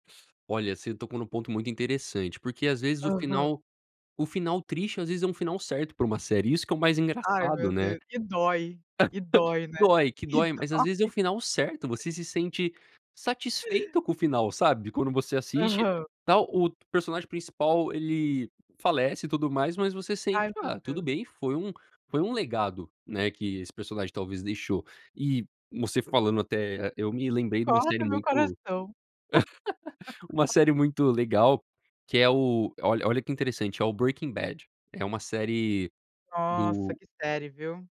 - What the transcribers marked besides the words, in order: laugh; laughing while speaking: "E dói"; tapping; laugh
- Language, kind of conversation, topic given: Portuguese, podcast, Como escolher o final certo para uma história?